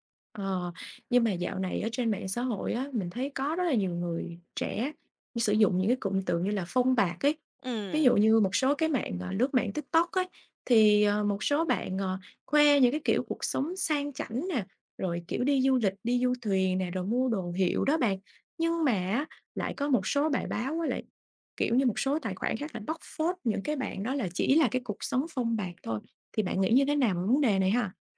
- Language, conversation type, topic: Vietnamese, podcast, Bạn cân bằng giữa đời sống thực và đời sống trên mạng như thế nào?
- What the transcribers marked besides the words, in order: other background noise